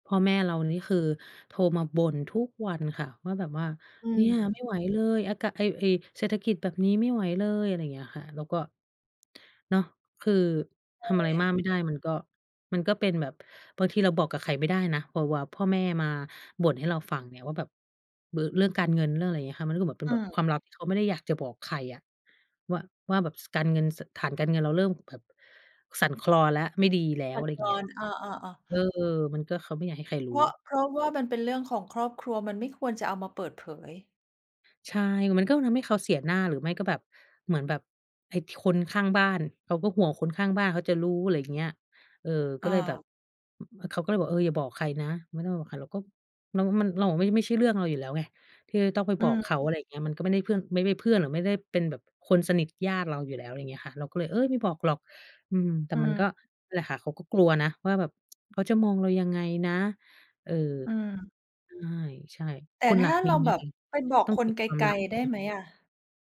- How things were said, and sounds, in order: tapping
- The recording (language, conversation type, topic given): Thai, unstructured, ความลับในครอบครัวควรเก็บไว้หรือควรเปิดเผยดี?